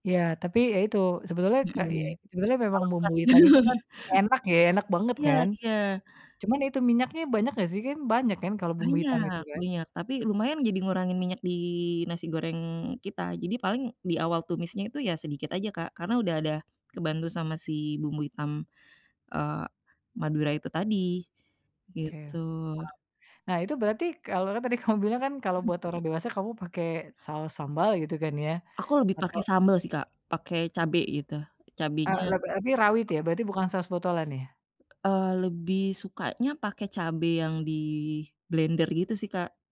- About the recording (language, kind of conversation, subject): Indonesian, podcast, Bagaimana kamu menyulap sisa makanan menjadi lauk baru?
- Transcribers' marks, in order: laugh; other background noise; tapping